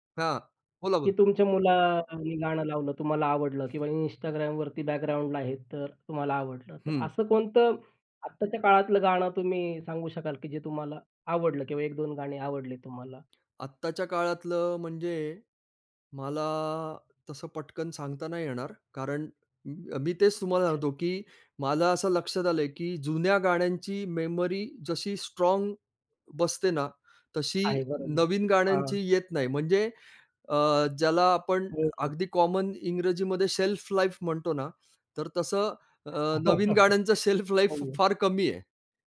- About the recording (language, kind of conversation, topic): Marathi, podcast, गाणी शोधताना तुम्हाला अल्गोरिदमच्या सूचना अधिक महत्त्वाच्या वाटतात की मित्रांची शिफारस?
- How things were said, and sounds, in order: other background noise; tapping; in English: "शेल्फलाईफ"; chuckle; in English: "शेल्फलाईफ"